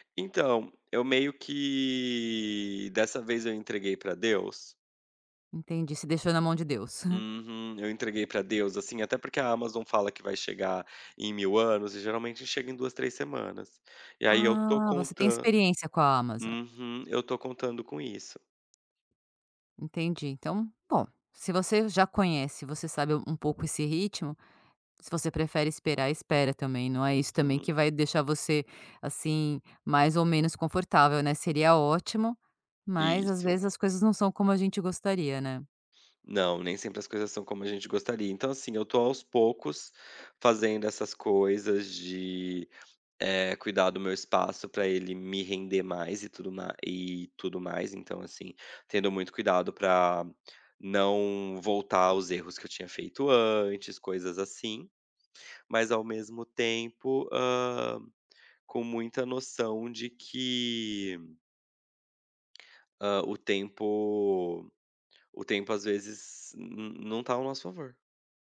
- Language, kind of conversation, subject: Portuguese, podcast, Como você organiza seu espaço em casa para ser mais produtivo?
- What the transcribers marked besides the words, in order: drawn out: "que"; chuckle; tapping